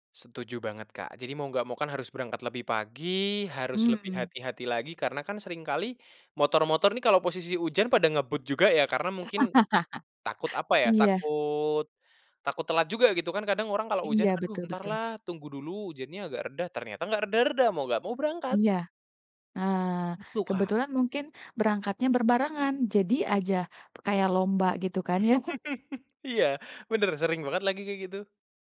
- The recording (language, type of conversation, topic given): Indonesian, podcast, Bagaimana musim hujan mengubah kehidupan sehari-harimu?
- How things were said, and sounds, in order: chuckle; chuckle